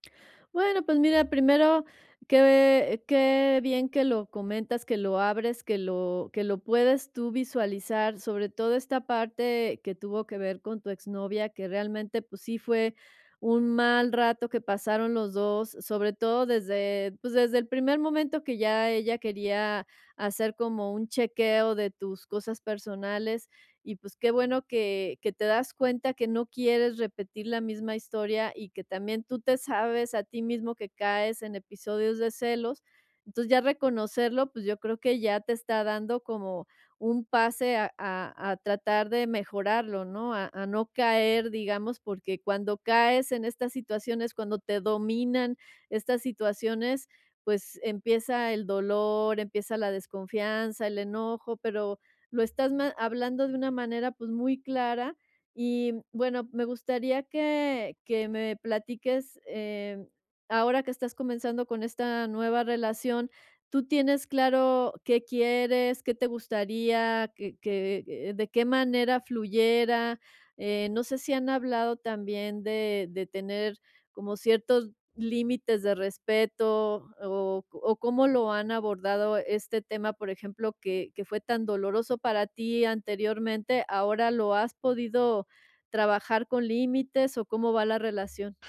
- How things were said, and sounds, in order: other background noise
- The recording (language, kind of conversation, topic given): Spanish, advice, ¿Cómo puedo establecer límites saludables y comunicarme bien en una nueva relación después de una ruptura?